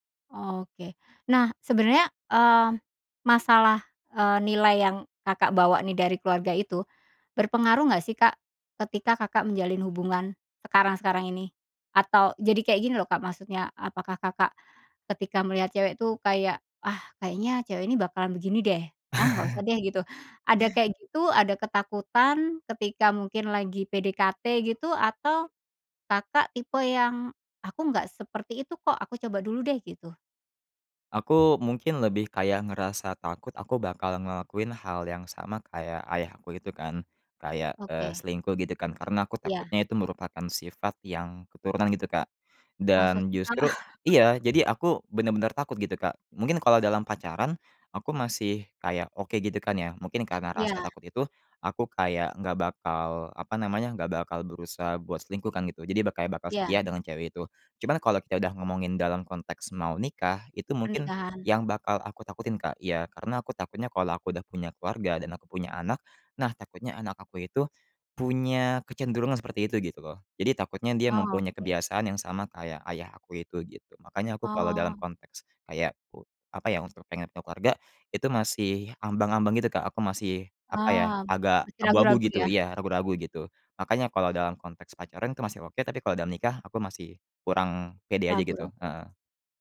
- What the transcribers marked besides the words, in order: chuckle; chuckle
- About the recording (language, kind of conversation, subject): Indonesian, podcast, Bisakah kamu menceritakan pengalaman ketika orang tua mengajarkan nilai-nilai hidup kepadamu?